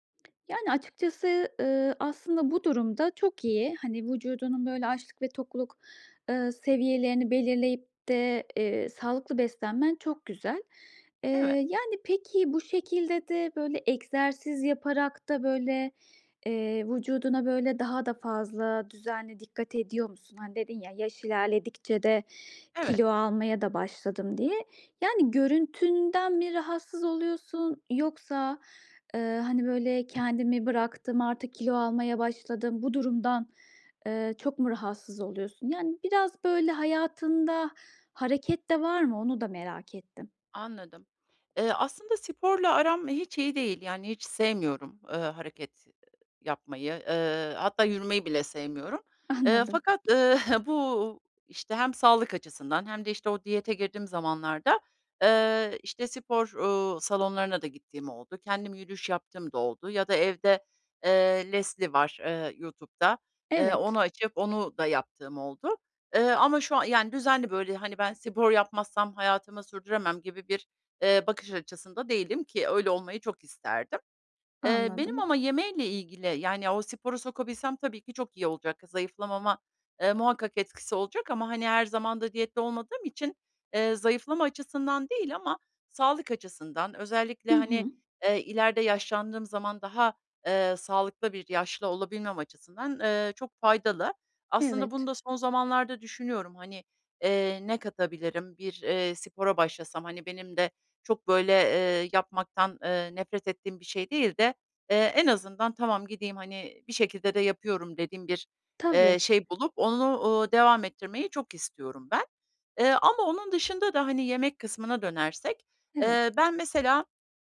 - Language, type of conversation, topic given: Turkish, advice, Vücudumun açlık ve tokluk sinyallerini nasıl daha doğru tanıyabilirim?
- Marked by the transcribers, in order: other background noise; other noise; chuckle; laughing while speaking: "Anladım"